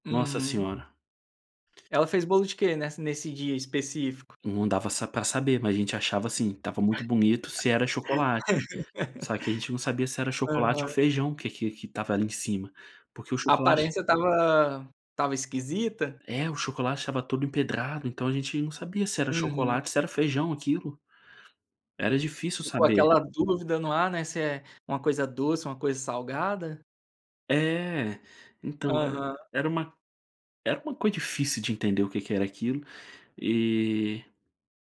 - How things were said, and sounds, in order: tapping; laugh
- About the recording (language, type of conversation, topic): Portuguese, podcast, Existe alguma tradição que você gostaria de passar para a próxima geração?